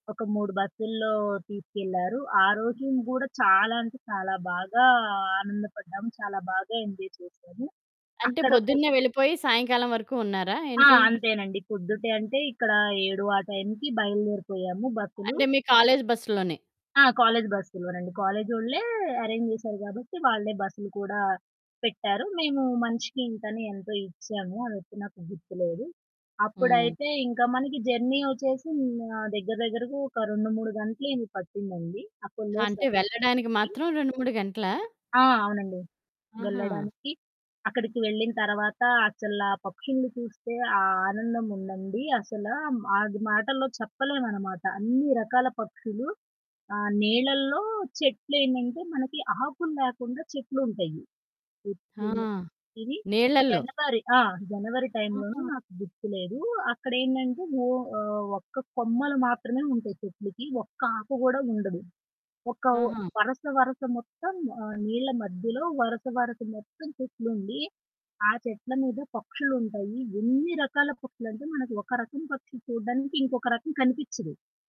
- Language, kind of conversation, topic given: Telugu, podcast, మీ స్కూల్ లేదా కాలేజ్ ట్రిప్‌లో జరిగిన అత్యంత రోమాంచక సంఘటన ఏది?
- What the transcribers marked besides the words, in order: static; in English: "ఎంజాయ్"; in English: "అరేంజ్"; in English: "జర్నీ"; distorted speech; unintelligible speech; other background noise; stressed: "ఎన్ని"